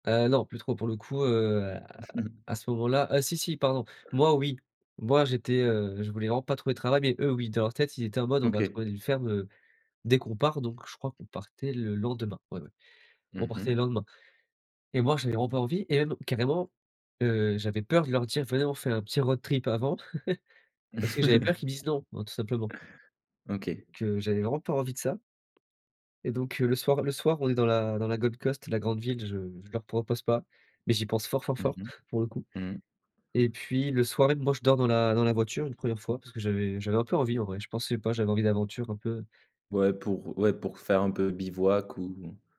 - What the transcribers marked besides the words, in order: chuckle; other background noise; chuckle; tapping; chuckle
- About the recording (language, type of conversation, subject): French, podcast, Peux-tu raconter une aventure improvisée qui s’est super bien passée ?